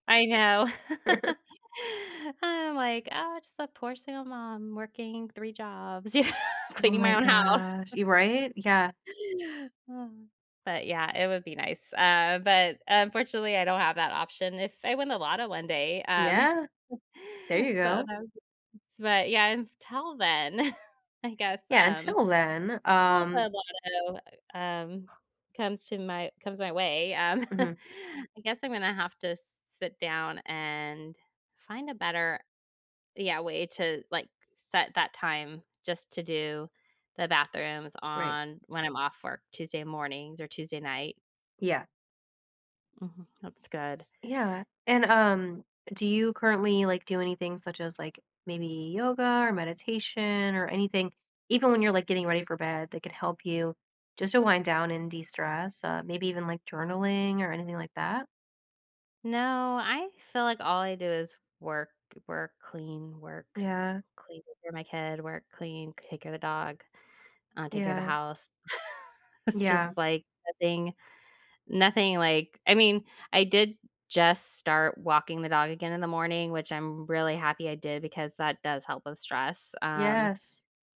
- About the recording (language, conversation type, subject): English, advice, How can I manage stress from daily responsibilities?
- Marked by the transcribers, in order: laugh; chuckle; laughing while speaking: "yeah"; laugh; chuckle; unintelligible speech; chuckle; chuckle; other background noise; chuckle; laughing while speaking: "It's just"